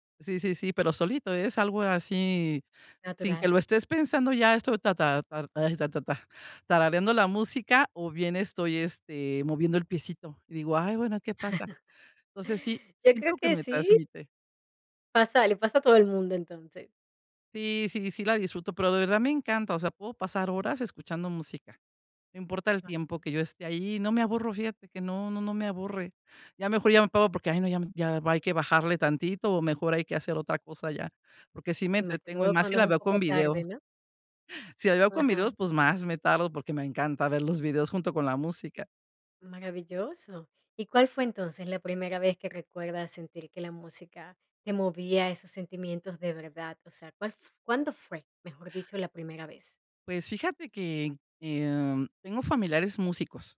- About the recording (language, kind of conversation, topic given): Spanish, podcast, ¿Por qué te apasiona la música?
- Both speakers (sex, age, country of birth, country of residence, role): female, 40-44, Venezuela, United States, host; female, 55-59, Mexico, Mexico, guest
- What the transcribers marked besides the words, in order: laugh; unintelligible speech; giggle